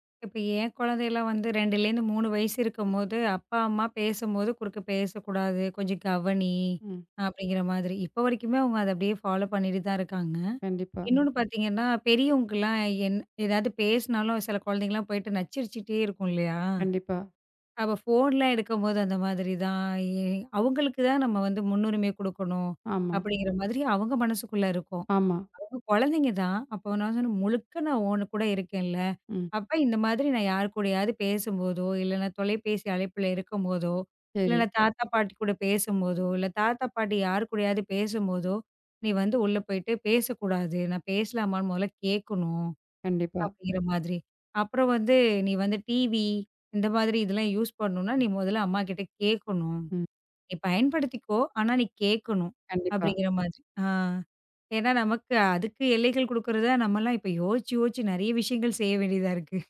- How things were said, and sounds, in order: in English: "ஃபாலோ"; tapping; other noise; in English: "யூஸ்"; laughing while speaking: "செய்ய வேண்டியதா இருக்கு"
- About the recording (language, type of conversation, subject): Tamil, podcast, பிள்ளைகளிடம் எல்லைகளை எளிதாகக் கற்பிப்பதற்கான வழிகள் என்னென்ன என்று நீங்கள் நினைக்கிறீர்கள்?